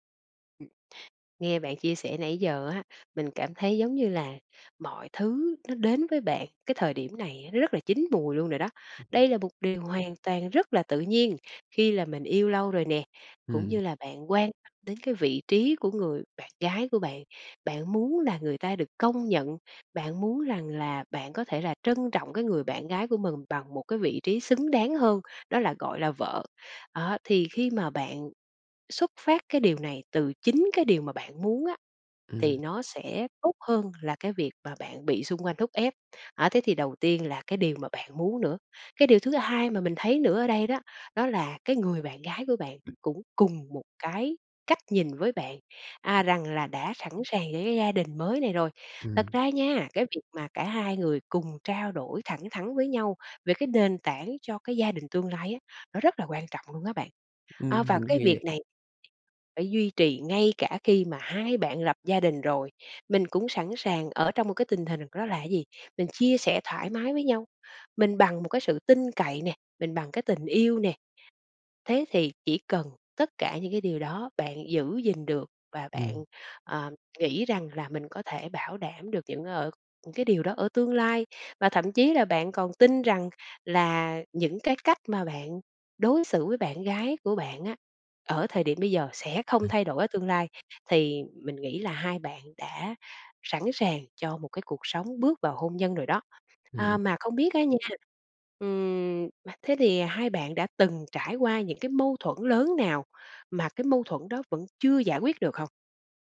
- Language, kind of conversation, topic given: Vietnamese, advice, Sau vài năm yêu, tôi có nên cân nhắc kết hôn không?
- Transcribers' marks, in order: other background noise; tapping